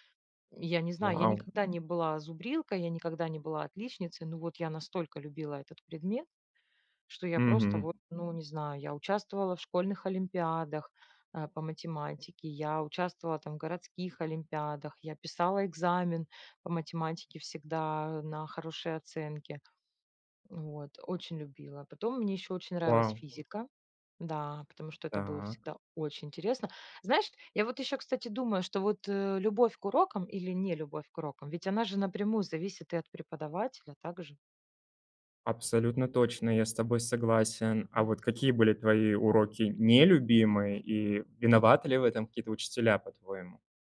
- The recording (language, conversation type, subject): Russian, podcast, Какое твое самое яркое школьное воспоминание?
- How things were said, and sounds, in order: other noise; other background noise